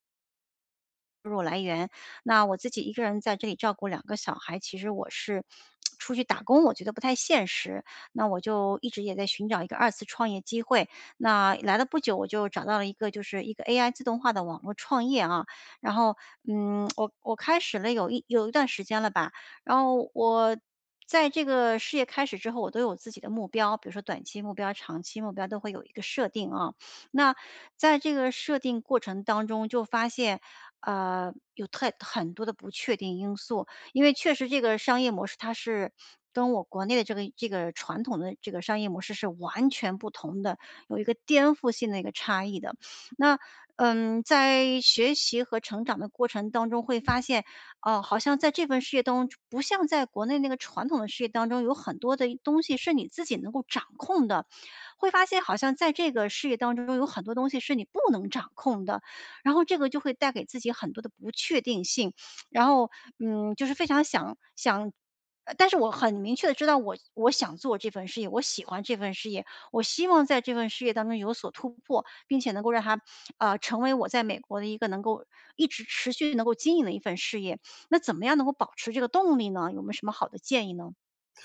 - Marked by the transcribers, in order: tsk; tsk; other background noise; sniff
- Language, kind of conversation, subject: Chinese, advice, 在不确定的情况下，如何保持实现目标的动力？